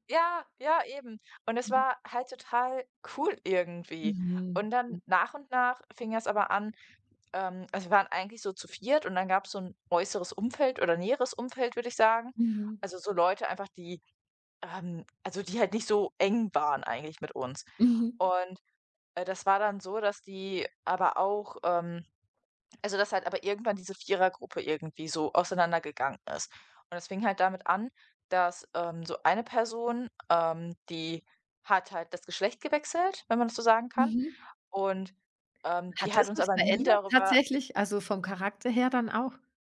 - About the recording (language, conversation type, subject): German, advice, Wie kann ich damit umgehen, dass ich mich in meiner Freundesgruppe ausgeschlossen fühle?
- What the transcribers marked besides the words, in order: stressed: "nie"